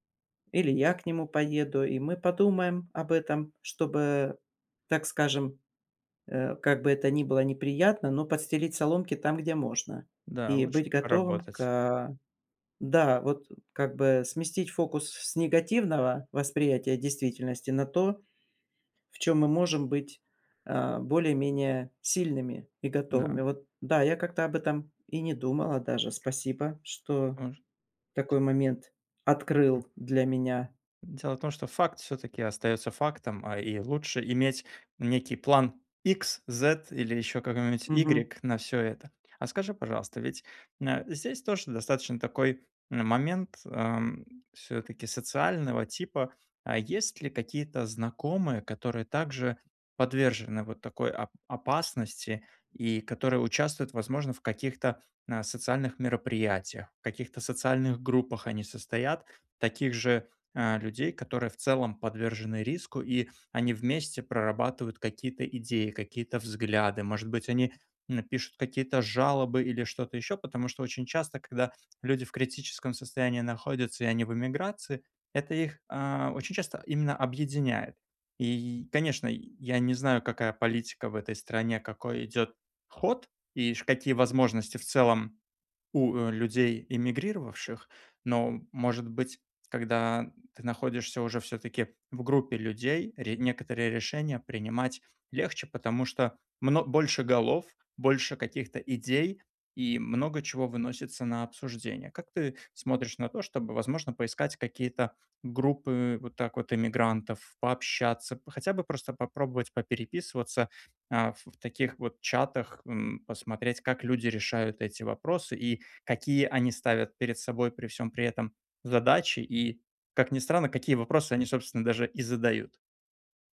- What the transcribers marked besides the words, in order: tapping; other background noise
- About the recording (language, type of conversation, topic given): Russian, advice, Как мне сменить фокус внимания и принять настоящий момент?